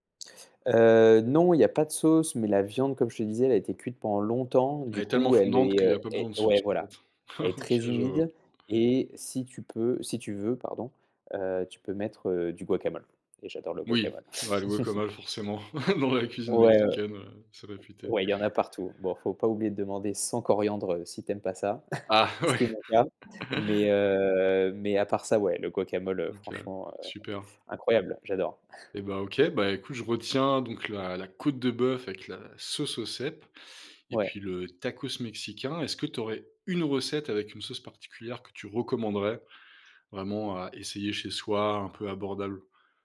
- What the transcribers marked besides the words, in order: laughing while speaking: "OK"; other background noise; chuckle; chuckle; laughing while speaking: "ouais"; chuckle; drawn out: "heu"; stressed: "côte"; stressed: "une"
- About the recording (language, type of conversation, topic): French, podcast, As-tu une astuce pour rattraper une sauce ratée ?